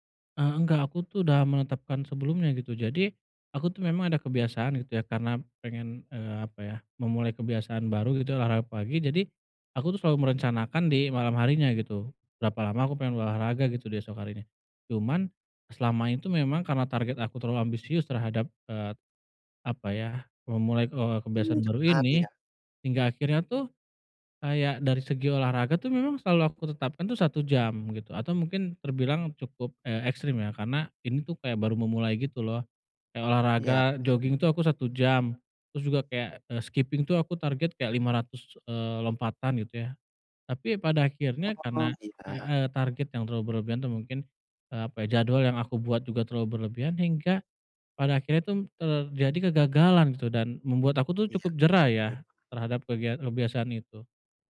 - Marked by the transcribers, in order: none
- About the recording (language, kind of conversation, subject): Indonesian, advice, Bagaimana cara memulai kebiasaan baru dengan langkah kecil?